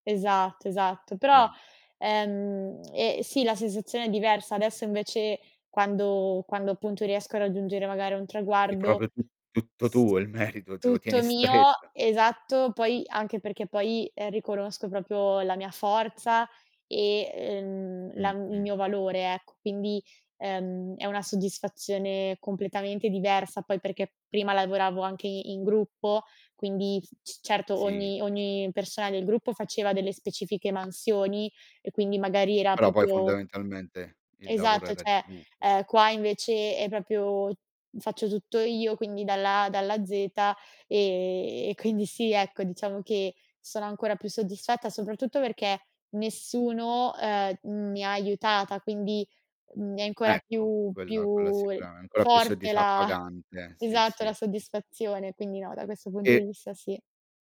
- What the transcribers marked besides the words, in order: unintelligible speech; other background noise; laughing while speaking: "merito"; laughing while speaking: "stretta"
- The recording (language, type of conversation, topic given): Italian, podcast, Qual è stato un momento in cui la tua creatività ti ha cambiato?